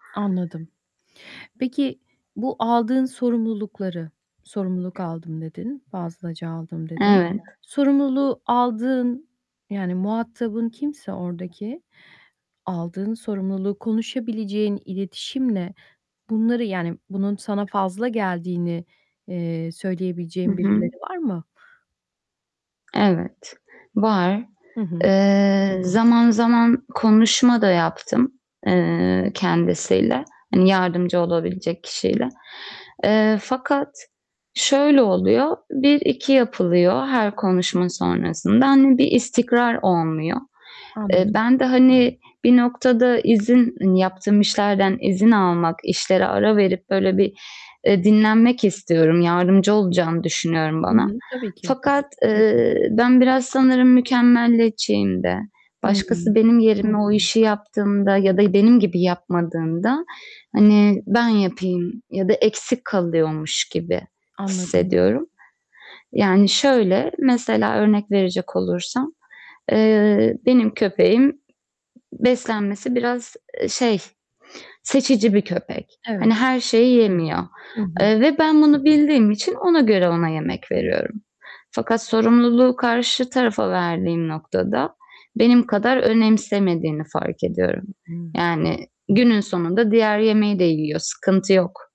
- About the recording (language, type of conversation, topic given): Turkish, advice, Sürekli yorgun hissediyorsam ve yeterince dinlenemiyorsam, işe ara vermek ya da izin almak bana yardımcı olur mu?
- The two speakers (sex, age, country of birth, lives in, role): female, 30-34, Turkey, Greece, user; female, 40-44, Turkey, United States, advisor
- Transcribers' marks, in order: other background noise; distorted speech; tapping; mechanical hum; unintelligible speech; static